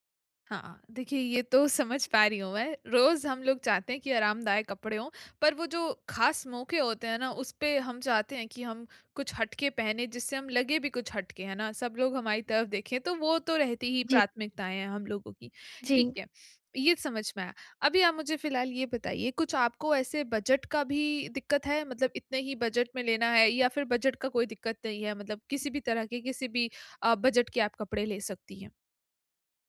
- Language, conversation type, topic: Hindi, advice, कपड़े और स्टाइल चुनने में मुझे मदद कैसे मिल सकती है?
- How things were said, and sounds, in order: in English: "बजट"; in English: "बजट"; in English: "बजट"; in English: "बजट"